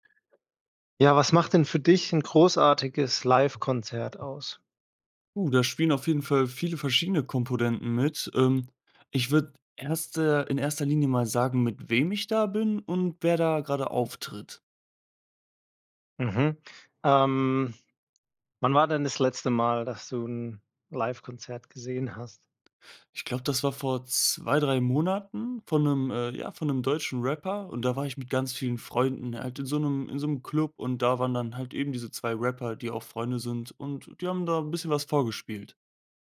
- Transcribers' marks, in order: tapping
- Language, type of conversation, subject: German, podcast, Was macht für dich ein großartiges Live-Konzert aus?